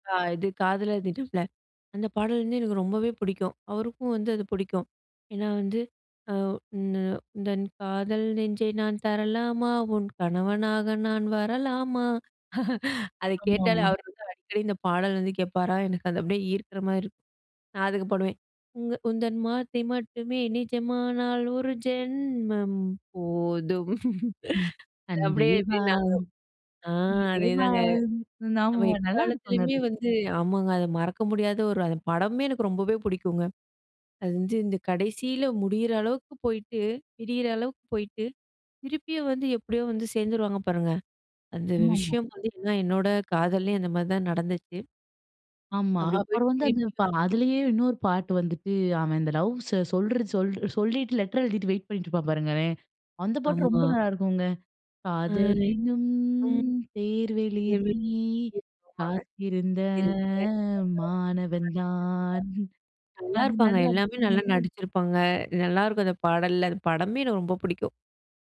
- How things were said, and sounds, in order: singing: "ஆ உந்த உந்தன் காதல் நெஞ்சை நான் தரலாமா? உன் கணவனாக நான் வரலாமா?"; laugh; singing: "உங்க உந்தன் வார்த்தை மட்டுமே நிஜமானால், ஒரு ஜென்மம் போதும்"; laugh; singing: "அன்பே வா, உயிரே வா, நாம"; unintelligible speech; unintelligible speech; singing: "காதலெனும் தேர்வெழுதி காத்திருந்த மாணவன் தான்"
- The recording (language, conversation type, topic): Tamil, podcast, முதல் காதலை நினைவூட்டும் ஒரு பாடலை தயங்காமல் பகிர்வீர்களா?